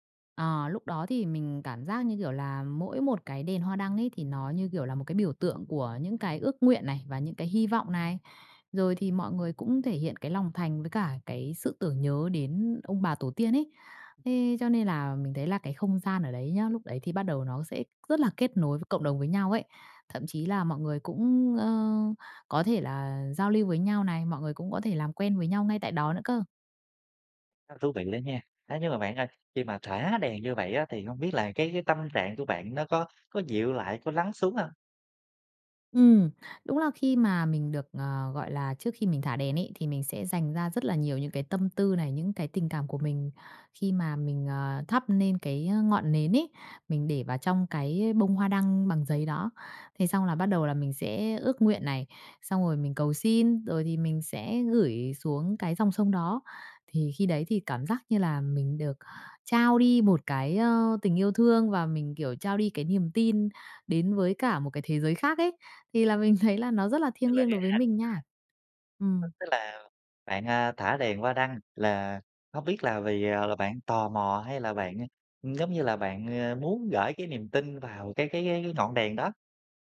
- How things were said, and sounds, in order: tapping; horn; other background noise; laughing while speaking: "thấy"; unintelligible speech
- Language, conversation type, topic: Vietnamese, podcast, Bạn có thể kể về một lần bạn thử tham gia lễ hội địa phương không?